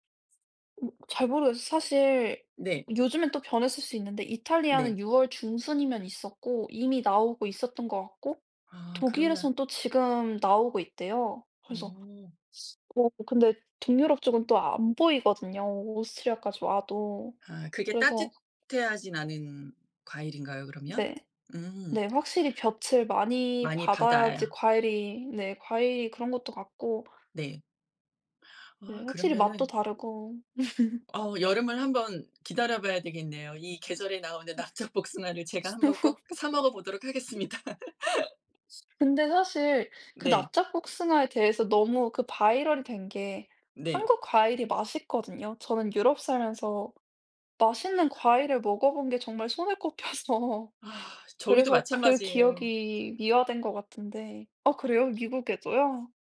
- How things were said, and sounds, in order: other background noise; tapping; laugh; laugh; laughing while speaking: "납작 복숭아를"; laughing while speaking: "하겠습니다"; laugh; laughing while speaking: "꼽혀서"
- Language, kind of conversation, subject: Korean, unstructured, 당신이 가장 좋아하는 계절은 언제이고, 그 이유는 무엇인가요?
- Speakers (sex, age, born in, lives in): female, 25-29, South Korea, Germany; female, 50-54, South Korea, United States